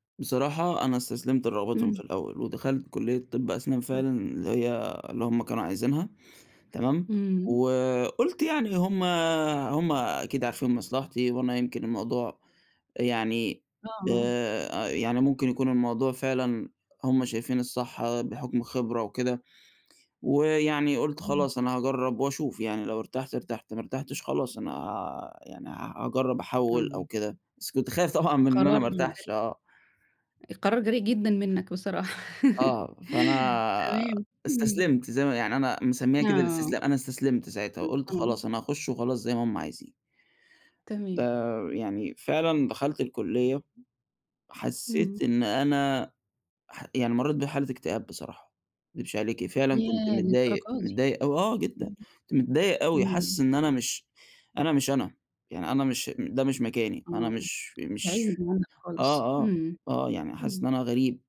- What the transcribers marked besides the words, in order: tapping; laughing while speaking: "طبعًا"; chuckle; unintelligible speech; other background noise; unintelligible speech
- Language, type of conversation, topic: Arabic, podcast, إزاي العيلة بتتوقع منك تختار شغلك أو مهنتك؟